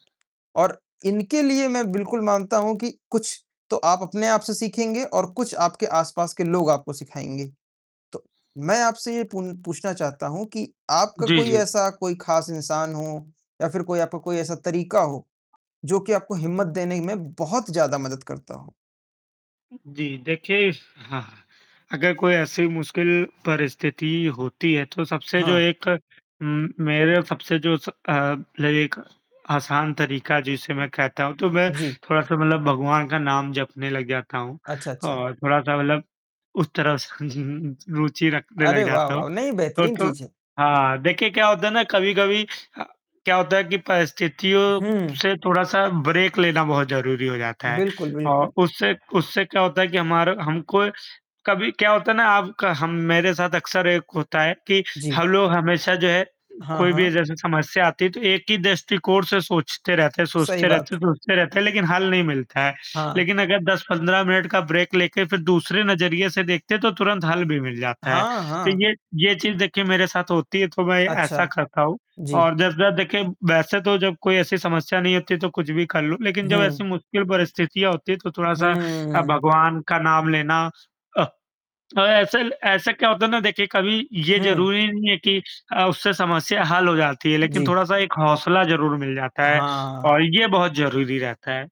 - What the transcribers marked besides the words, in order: distorted speech; mechanical hum; chuckle; in English: "ब्रेक"; in English: "ब्रेक"
- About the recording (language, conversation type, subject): Hindi, unstructured, आपने कभी किसी मुश्किल परिस्थिति में उम्मीद कैसे बनाए रखी?